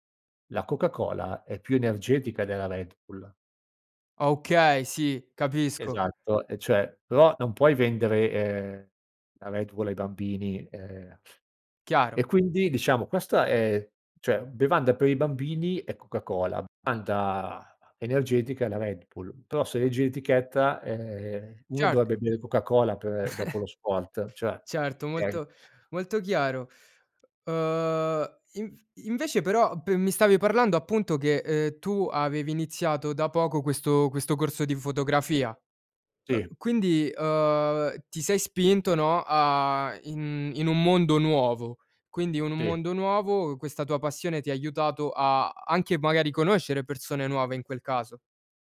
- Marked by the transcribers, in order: "cioè" said as "ceh"; other background noise; chuckle; "okay" said as "kay"; background speech
- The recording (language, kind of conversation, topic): Italian, podcast, Come si supera la solitudine in città, secondo te?